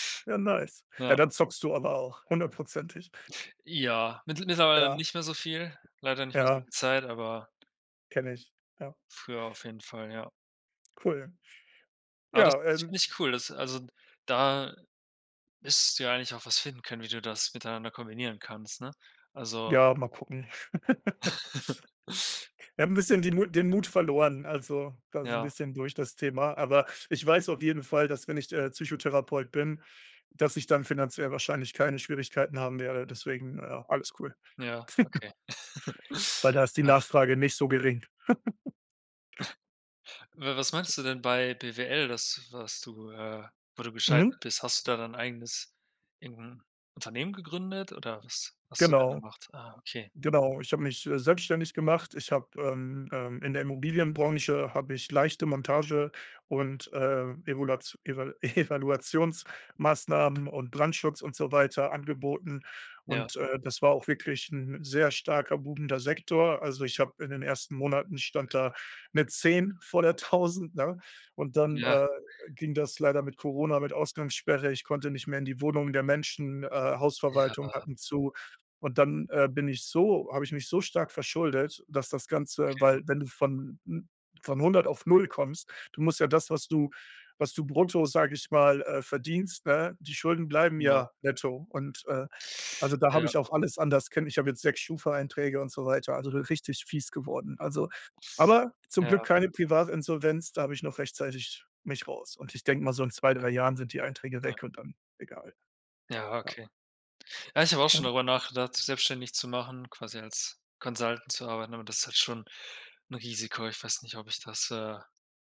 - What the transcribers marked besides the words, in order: laugh; other background noise; chuckle; giggle; chuckle; laugh; laughing while speaking: "Evaluationsmaßnahmen"; joyful: "tausend"; unintelligible speech; teeth sucking
- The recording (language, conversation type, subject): German, unstructured, Wie bist du zu deinem aktuellen Job gekommen?